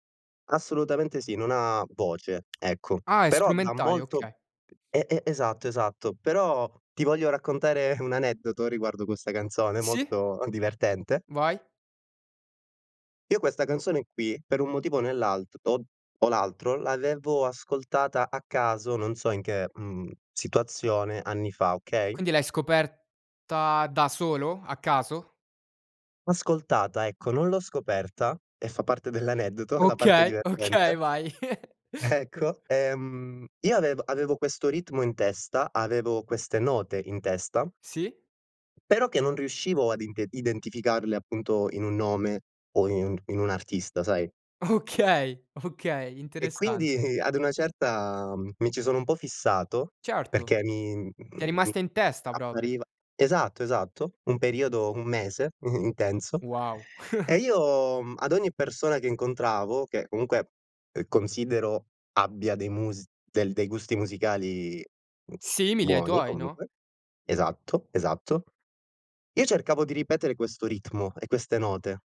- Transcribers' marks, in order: other background noise; laughing while speaking: "un"; tapping; laughing while speaking: "dell'aneddoto"; laughing while speaking: "okay"; laughing while speaking: "Ecco"; chuckle; laughing while speaking: "Okay, okay"; laughing while speaking: "quindi"; laughing while speaking: "un"; chuckle
- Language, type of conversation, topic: Italian, podcast, Quale canzone ti fa sentire a casa?